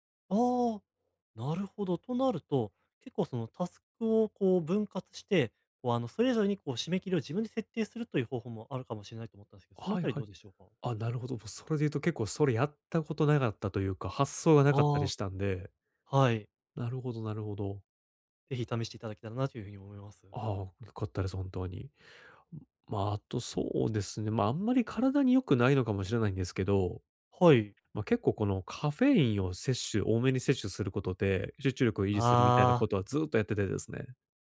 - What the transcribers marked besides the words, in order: none
- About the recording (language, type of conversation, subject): Japanese, advice, 作業中に注意散漫になりやすいのですが、集中を保つにはどうすればよいですか？